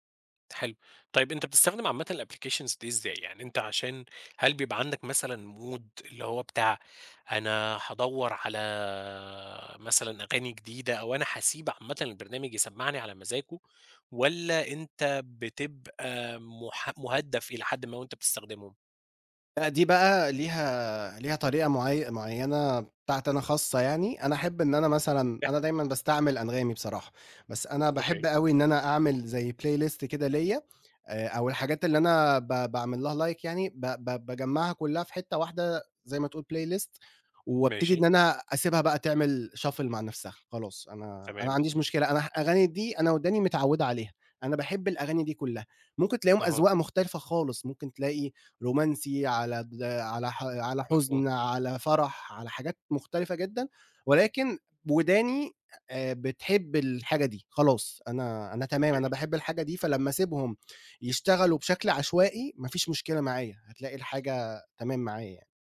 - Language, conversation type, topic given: Arabic, podcast, إزاي بتكتشف موسيقى جديدة عادة؟
- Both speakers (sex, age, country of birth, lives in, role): male, 20-24, Egypt, Egypt, guest; male, 30-34, Egypt, Romania, host
- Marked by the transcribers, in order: in English: "الapplications"; in English: "mood"; unintelligible speech; in English: "playlist"; in English: "like"; in English: "playlist"; in English: "shuffle"; tapping